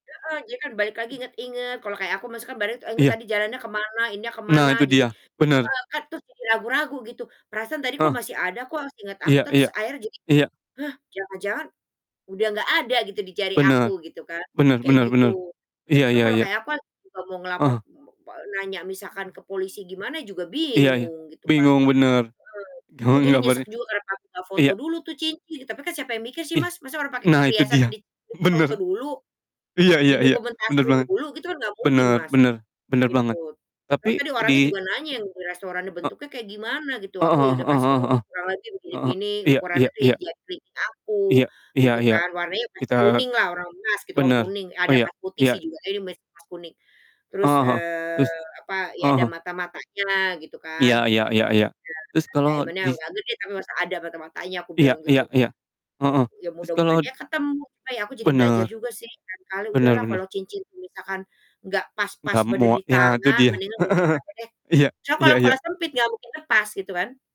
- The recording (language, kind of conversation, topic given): Indonesian, unstructured, Pernahkah kamu kehilangan sesuatu yang berarti saat bepergian?
- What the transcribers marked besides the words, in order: distorted speech; other background noise; laughing while speaking: "bingung gambarnya"; in English: "diamond-nya"; laughing while speaking: "Heeh heeh"